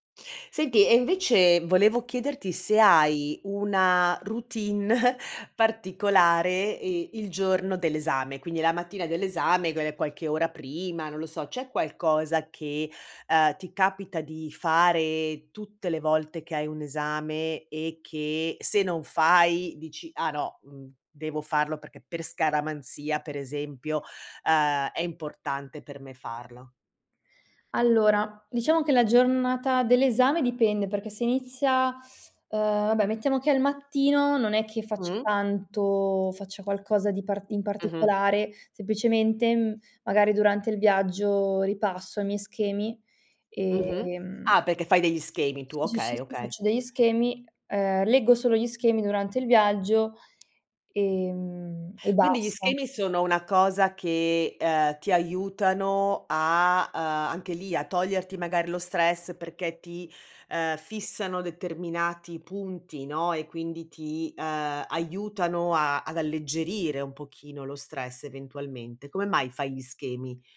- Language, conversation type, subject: Italian, podcast, Come gestire lo stress da esami a scuola?
- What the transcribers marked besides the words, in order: laughing while speaking: "routine"; other background noise; teeth sucking; unintelligible speech; tapping